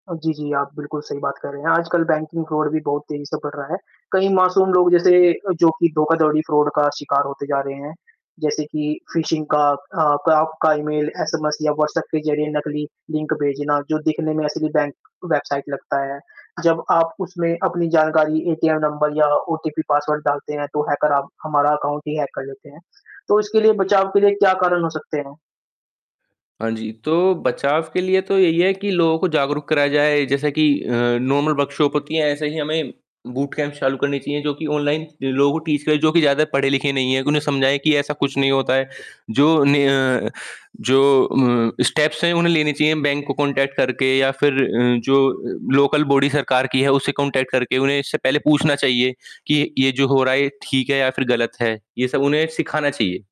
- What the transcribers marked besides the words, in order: static; in English: "बैंकिंग फ़्रॉड"; in English: "फ़्रॉड"; in English: "फिशिंग"; in English: "पासवर्ड"; in English: "अकाउंट"; other background noise; in English: "नॉर्मल वर्कशॉप"; in English: "बूटकैम्प"; in English: "टीच"; in English: "स्टेप्स"; in English: "कॉन्टैक्ट"; in English: "लोकल बॉडी"; in English: "कॉन्टैक्ट"
- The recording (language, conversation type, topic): Hindi, unstructured, स्मार्टफोन ने हमारे दैनिक जीवन को कैसे प्रभावित किया है?
- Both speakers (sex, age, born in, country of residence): male, 20-24, India, India; male, 20-24, India, India